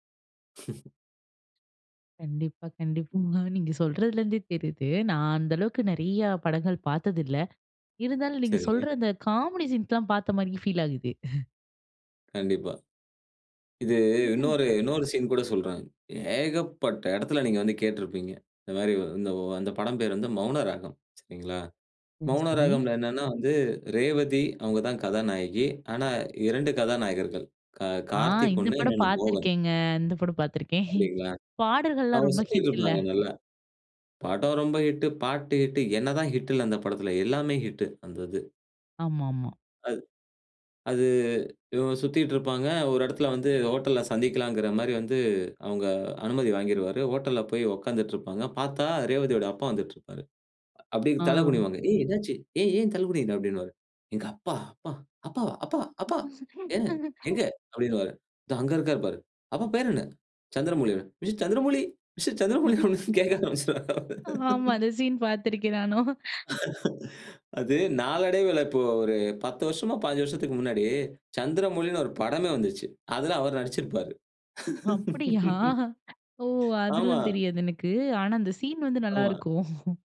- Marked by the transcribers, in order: chuckle; laughing while speaking: "இருந்தாலும் நீங்க சொல்ற அந்த காமெடி சீன்ஸ்லாம் பார்த்த மாரியே பீல் ஆகுது"; laughing while speaking: "ஆ இந்த படம் பார்த்திருக்கேங்க. இந்த படம் பார்த்திருக்கேன்"; put-on voice: "ஏய் என்னாச்சு ஏன் ஏன் தலை குனிற"; laugh; put-on voice: "அப்பாவா, அப்பா, அப்பா ஏன் எங்க"; put-on voice: "அப்பா பேர் என்ன?"; laugh; laughing while speaking: "அந்த சீன் பார்த்திருக்கேன் நானும்"; put-on voice: "மிஸ்டர் சந்திரமௌலி, மிஸ்டர் சந்திரமௌலினு"; laughing while speaking: "அப்டினு கேட்க ஆரம்பிச்சுடுவாரு"; tapping; laughing while speaking: "ஆமா"; laughing while speaking: "ஆனா, அந்த சீன் வந்து நல்லா இருக்கும்"
- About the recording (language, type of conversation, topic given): Tamil, podcast, பழைய சினிமா நாயகர்களின் பாணியை உங்களின் கதாப்பாத்திரத்தில் இணைத்த அனுபவத்தைப் பற்றி சொல்ல முடியுமா?